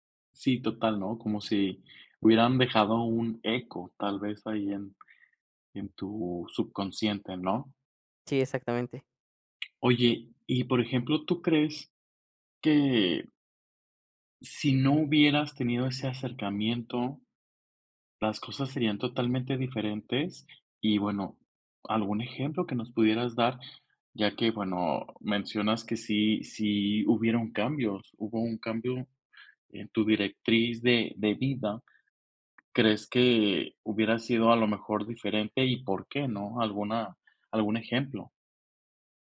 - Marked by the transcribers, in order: other background noise; tapping
- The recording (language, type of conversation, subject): Spanish, podcast, ¿Qué impacto tuvo en tu vida algún profesor que recuerdes?